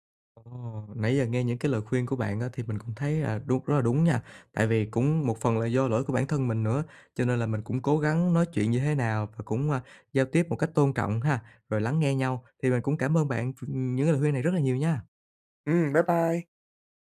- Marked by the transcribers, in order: tapping
- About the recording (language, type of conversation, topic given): Vietnamese, advice, Làm sao tôi có thể đặt ranh giới với người thân mà không gây xung đột?